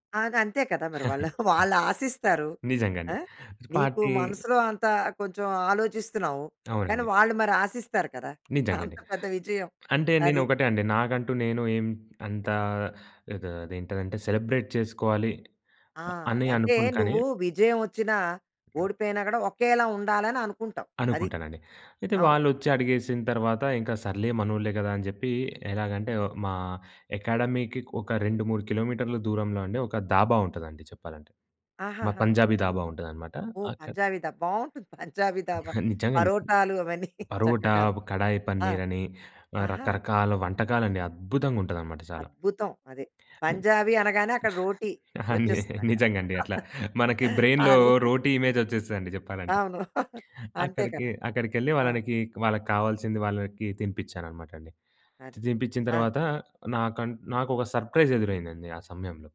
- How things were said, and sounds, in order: chuckle; laughing while speaking: "వాళ్ళశిస్తారు"; laughing while speaking: "అంత పెద్ద విజయం"; in English: "సెలబ్రేట్"; in English: "అకాడమీకి"; other background noise; laughing while speaking: "పంజాబీ దాబా పరోటాలు, అవన్నీ చక్కగాను"; chuckle; in English: "బ్రైన్‌లో"; in English: "ఇమేజ్"; chuckle; chuckle; in English: "సర్‌ప్రైజ్"
- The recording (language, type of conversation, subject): Telugu, podcast, చిన్న విజయాలను నువ్వు ఎలా జరుపుకుంటావు?